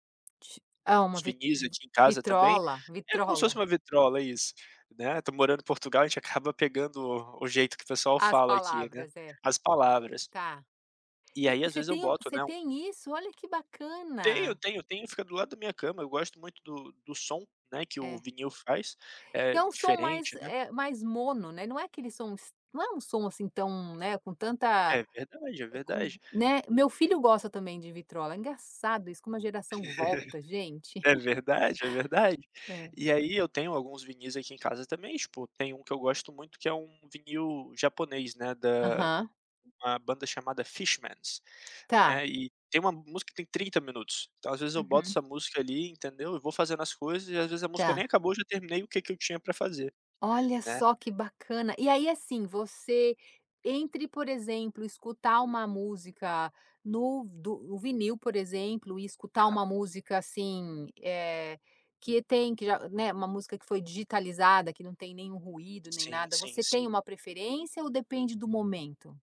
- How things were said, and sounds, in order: tapping; laugh; laugh
- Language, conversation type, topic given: Portuguese, podcast, Você prefere ficar em silêncio total ou ouvir música para entrar no ritmo?